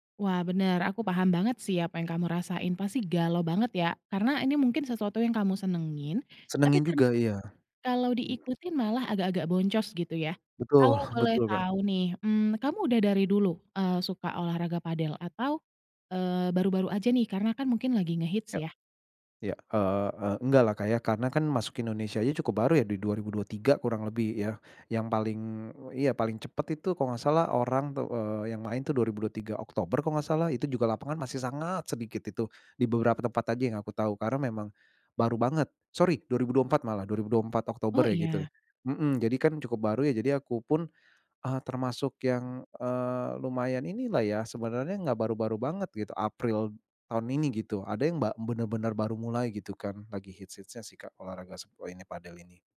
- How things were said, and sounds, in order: in English: "sorry"
- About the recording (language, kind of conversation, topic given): Indonesian, advice, Bagaimana cara menghadapi tekanan dari teman atau keluarga untuk mengikuti gaya hidup konsumtif?